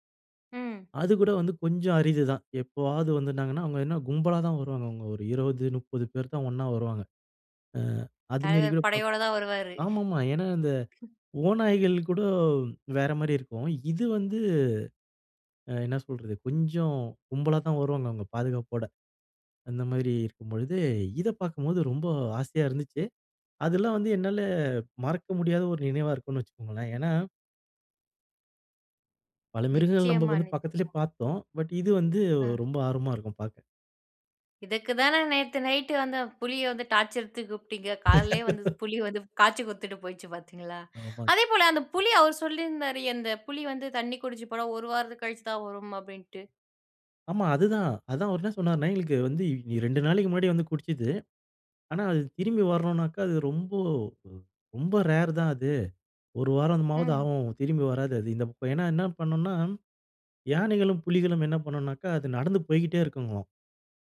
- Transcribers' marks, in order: other noise; laugh; in English: "ரேர்"
- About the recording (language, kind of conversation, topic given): Tamil, podcast, காட்டில் உங்களுக்கு ஏற்பட்ட எந்த அனுபவம் உங்களை மனதார ஆழமாக உலுக்கியது?